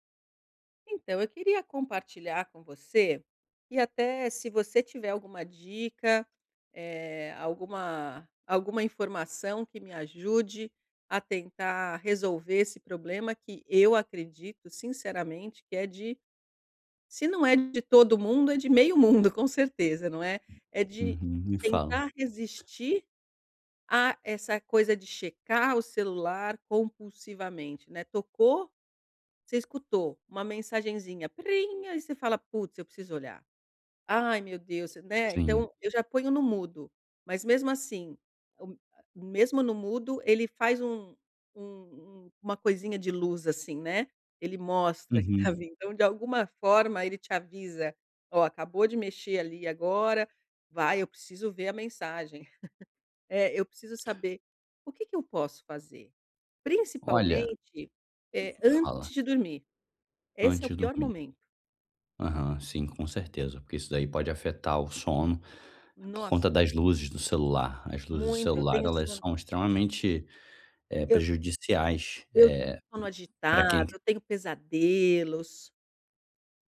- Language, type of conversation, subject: Portuguese, advice, Como posso resistir à checagem compulsiva do celular antes de dormir?
- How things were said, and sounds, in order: tapping; laugh